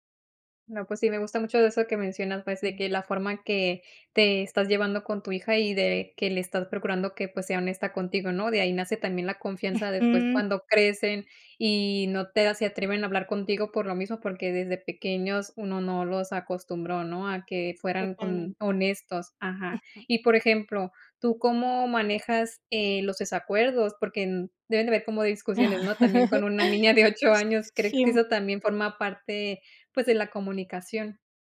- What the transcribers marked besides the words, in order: other noise; chuckle
- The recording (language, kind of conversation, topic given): Spanish, podcast, ¿Cómo describirías una buena comunicación familiar?